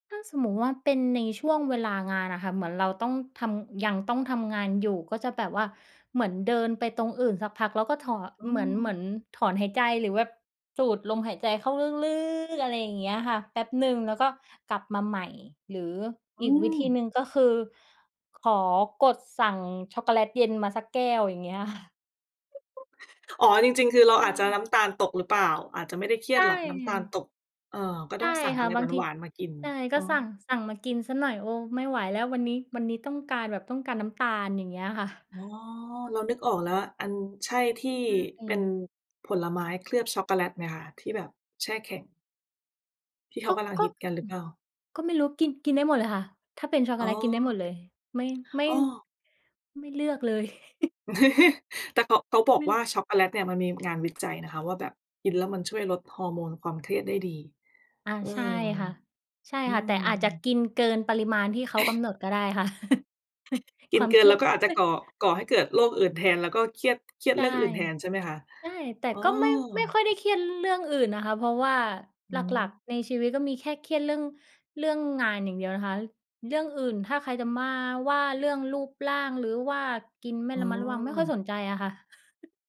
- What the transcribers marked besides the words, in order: stressed: "ลึก ๆ"; tapping; chuckle; other background noise; chuckle; chuckle; laugh; chuckle; chuckle
- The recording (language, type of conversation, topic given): Thai, unstructured, คุณมีวิธีจัดการกับความเครียดจากงานอย่างไร?